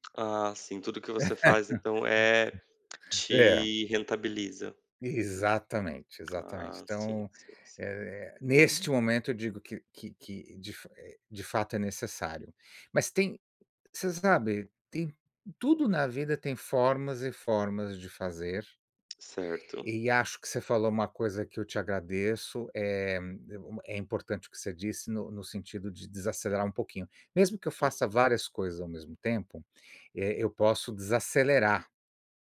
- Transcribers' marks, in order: laugh; tapping
- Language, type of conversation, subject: Portuguese, unstructured, Qual é o seu ambiente ideal para recarregar as energias?